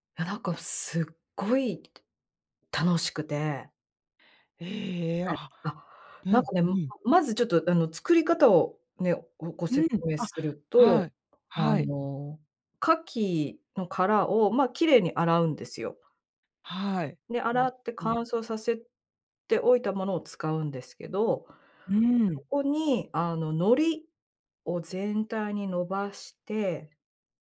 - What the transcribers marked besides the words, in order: unintelligible speech
- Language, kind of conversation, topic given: Japanese, podcast, あなたの一番好きな創作系の趣味は何ですか？